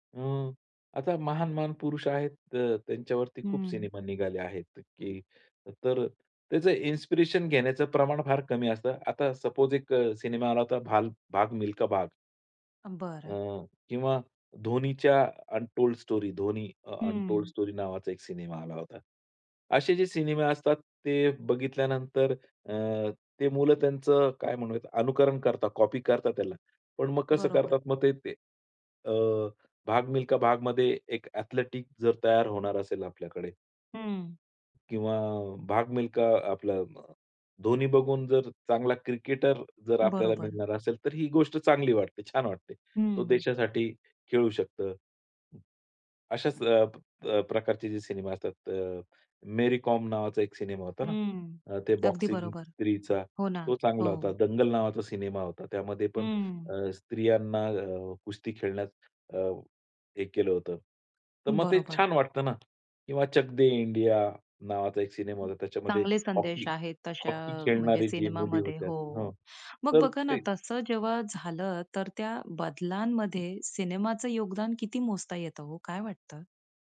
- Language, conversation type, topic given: Marathi, podcast, सिनेमाने समाजाला संदेश द्यावा की फक्त मनोरंजन करावे?
- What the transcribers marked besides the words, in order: in English: "सपोज"; other background noise